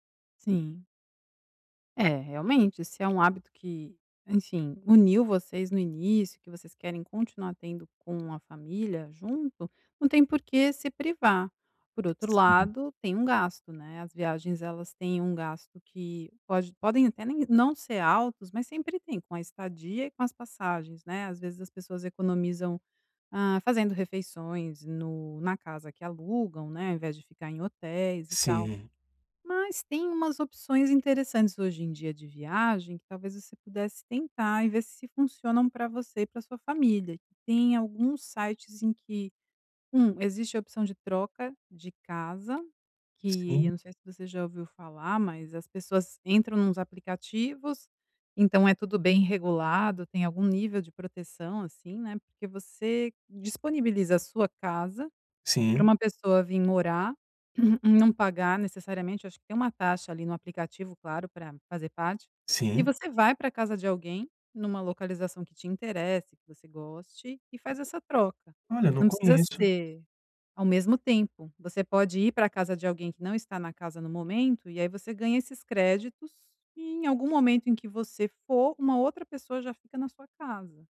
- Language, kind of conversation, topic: Portuguese, advice, Como economizar sem perder qualidade de vida e ainda aproveitar pequenas alegrias?
- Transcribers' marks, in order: throat clearing; tapping